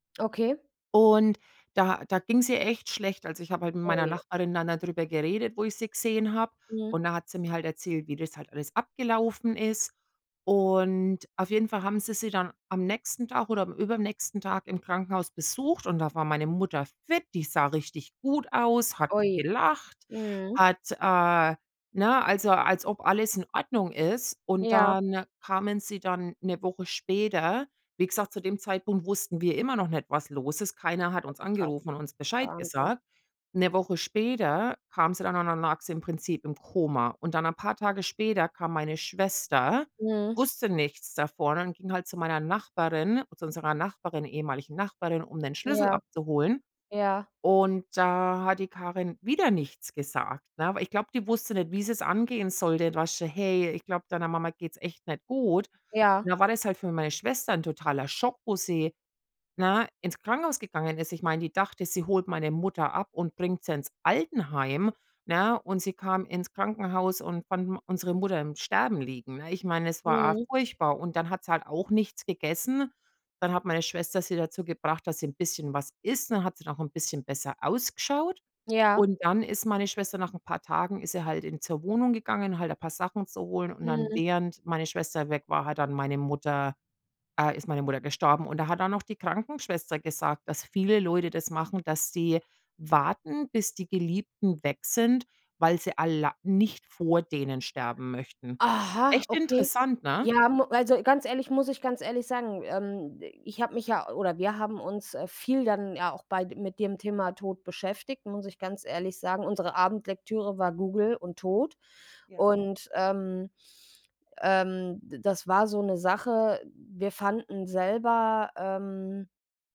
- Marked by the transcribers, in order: unintelligible speech; surprised: "Aha"
- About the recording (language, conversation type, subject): German, unstructured, Wie kann man mit Schuldgefühlen nach einem Todesfall umgehen?